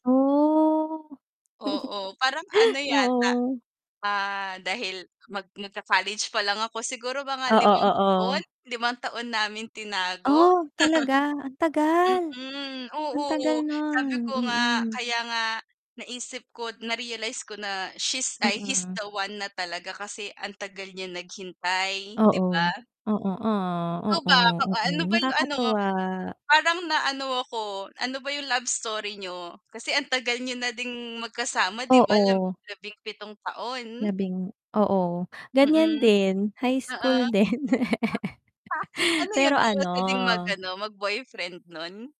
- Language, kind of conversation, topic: Filipino, unstructured, Ano ang pinakamasayang alaala mo sa pagtitipon ng pamilya?
- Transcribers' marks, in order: drawn out: "Oh!"; chuckle; static; other background noise; distorted speech; chuckle; in English: "he's the one"; tapping; laugh; laugh